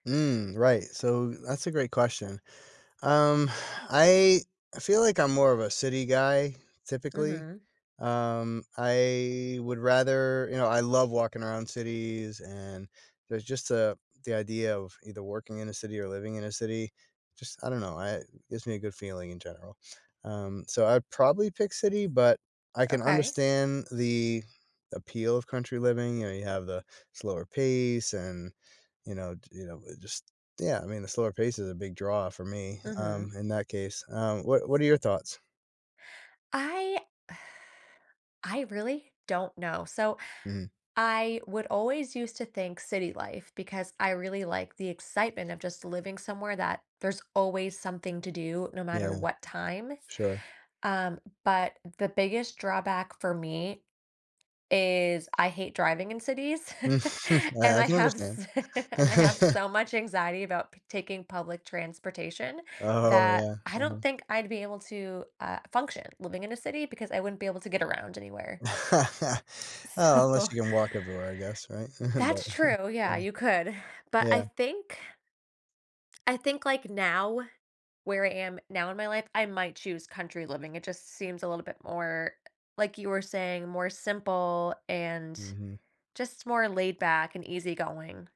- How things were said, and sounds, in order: exhale; drawn out: "I"; tapping; other background noise; exhale; chuckle; chuckle; laughing while speaking: "Oh"; chuckle; laughing while speaking: "So"; chuckle
- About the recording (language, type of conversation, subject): English, unstructured, How do different environments shape our daily lives and well-being?
- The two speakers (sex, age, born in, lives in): female, 30-34, United States, United States; male, 50-54, United States, United States